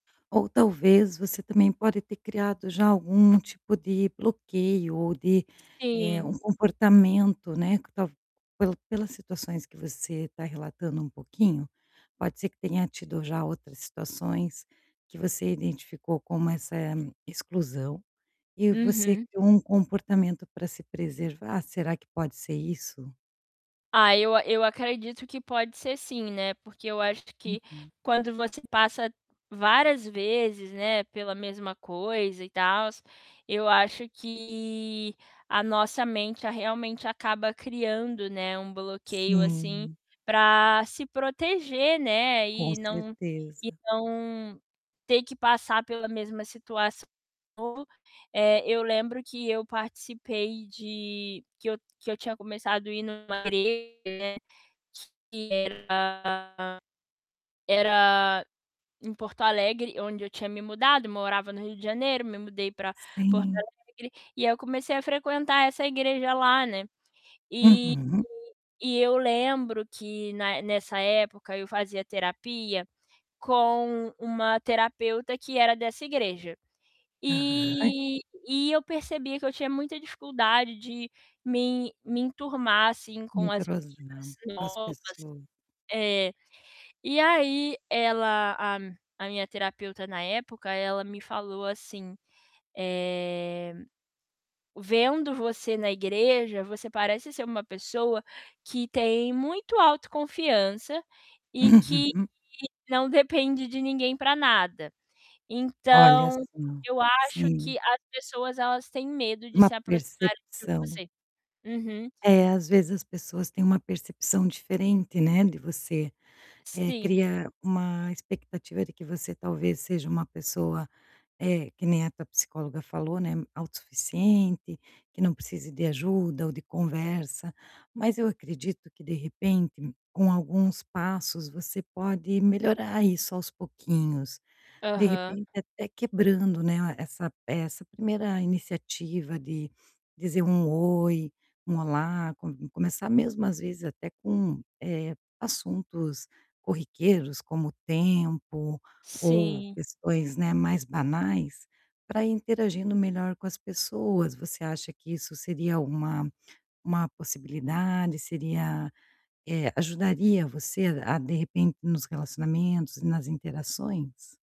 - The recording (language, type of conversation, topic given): Portuguese, advice, Por que me sinto excluído(a) em festas e celebrações?
- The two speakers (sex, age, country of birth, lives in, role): female, 25-29, Brazil, United States, user; female, 45-49, Brazil, Portugal, advisor
- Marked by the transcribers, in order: tapping; other background noise; distorted speech